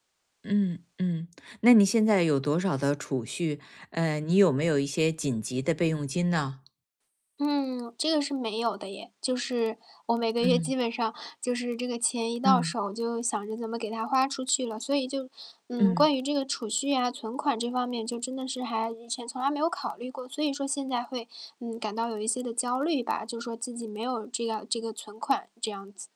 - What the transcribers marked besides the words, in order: tapping; static; distorted speech; other background noise
- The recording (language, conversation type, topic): Chinese, advice, 我怎样才能在享受当下的同时确保未来的经济安全？